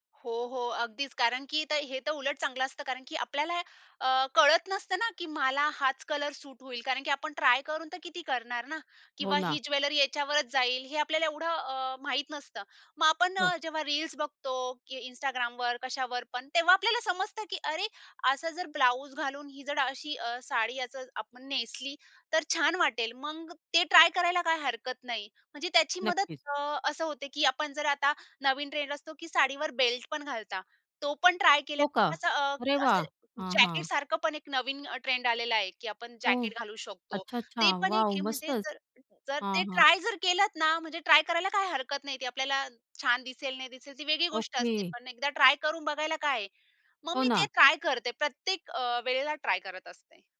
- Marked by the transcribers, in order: none
- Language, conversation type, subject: Marathi, podcast, साडी किंवा पारंपरिक पोशाख घातल्यावर तुम्हाला आत्मविश्वास कसा येतो?